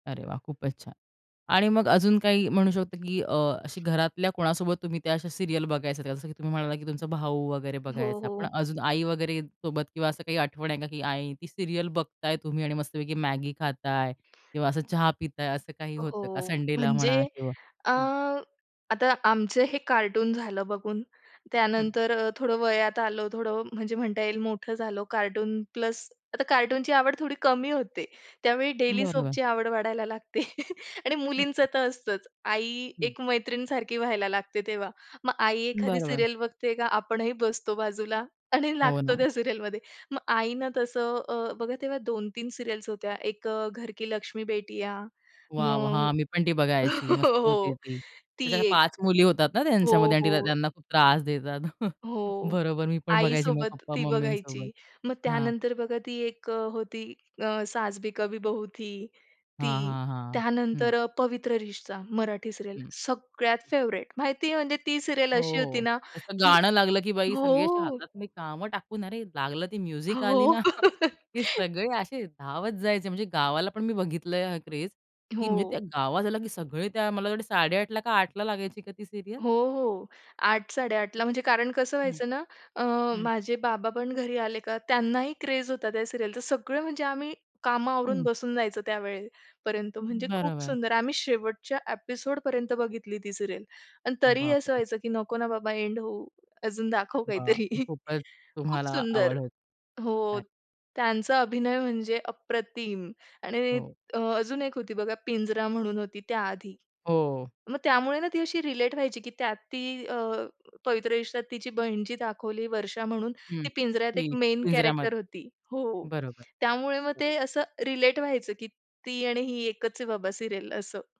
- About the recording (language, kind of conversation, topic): Marathi, podcast, लहानपणीची आवडती दूरचित्रवाणी मालिका कोणती होती?
- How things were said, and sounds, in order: tapping; other background noise; in English: "सीरियल"; in English: "सीरियल"; in English: "डेली सोपची"; laughing while speaking: "लागते"; chuckle; in English: "सीरियल"; laughing while speaking: "आणि लागतो त्या सीरियलमध्ये"; in English: "सीरियलमध्ये"; in English: "सीरियल्स"; laughing while speaking: "हो"; chuckle; in English: "सीरियल"; in English: "फेव्हरेट"; in English: "सीरियल"; in English: "म्युझिक"; laughing while speaking: "हो"; chuckle; laugh; in English: "सीरियल?"; in English: "सिरियलचा"; other noise; in English: "एपिसोडपर्यंत"; in English: "सीरियल"; laughing while speaking: "काहीतरी"; stressed: "अप्रतिम"; in English: "मेन कॅरेक्टर"; in English: "सीरियल"